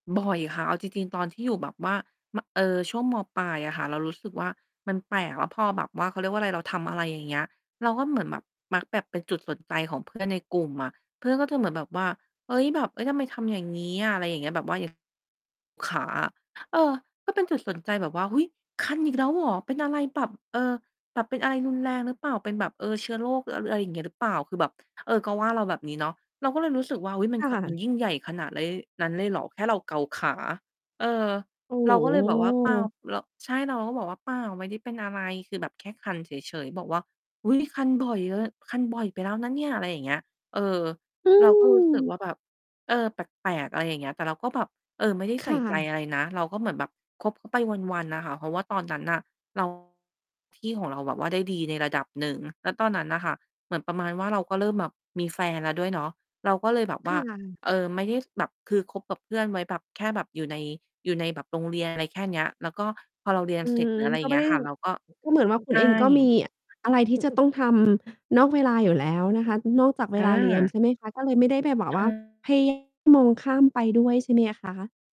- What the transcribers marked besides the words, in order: distorted speech; mechanical hum; tapping; other background noise
- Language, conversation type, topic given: Thai, podcast, เพื่อนที่ดีสำหรับคุณเป็นอย่างไร?